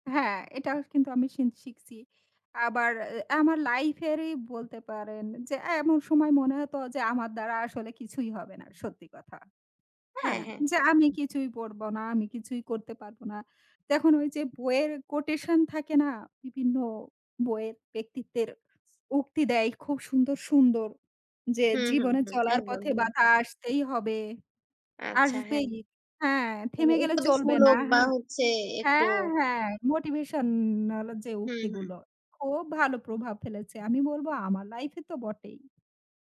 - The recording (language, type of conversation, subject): Bengali, unstructured, আপনি বই পড়া নাকি সিনেমা দেখা—কোনটি বেশি পছন্দ করেন এবং কেন?
- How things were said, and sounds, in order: tapping